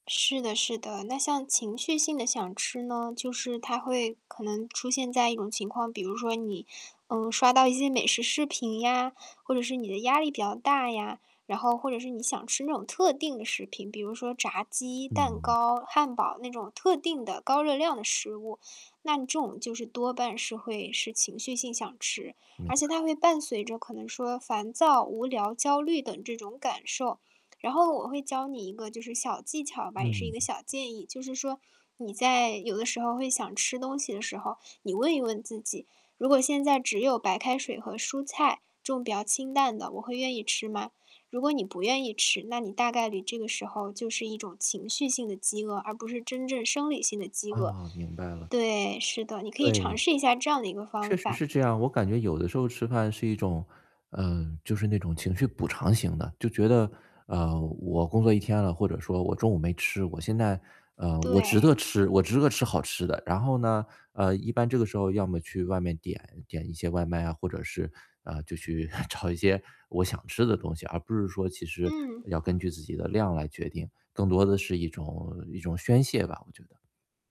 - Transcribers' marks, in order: distorted speech; other background noise; static; chuckle
- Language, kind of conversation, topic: Chinese, advice, 我怎样才能学会听懂身体的饥饿与饱足信号？